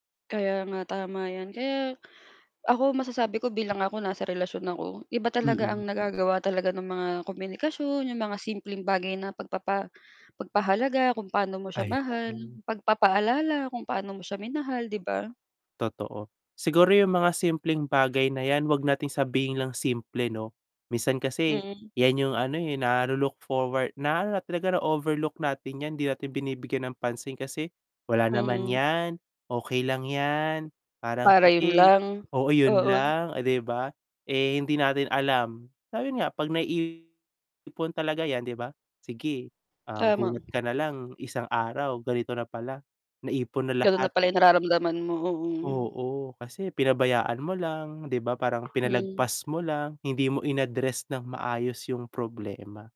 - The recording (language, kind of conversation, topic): Filipino, unstructured, Paano mo inilalarawan ang isang magandang relasyon?
- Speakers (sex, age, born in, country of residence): female, 35-39, Philippines, Philippines; male, 20-24, Philippines, Philippines
- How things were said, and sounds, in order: tapping; distorted speech; static